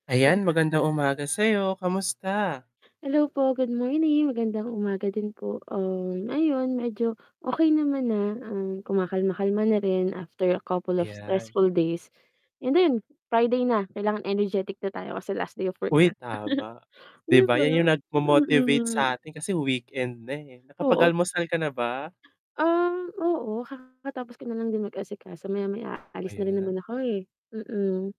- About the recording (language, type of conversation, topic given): Filipino, unstructured, Bakit maraming tao ang natatakot na magbukas ng kanilang damdamin?
- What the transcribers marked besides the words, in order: unintelligible speech; other animal sound; static; unintelligible speech; laugh; distorted speech; other background noise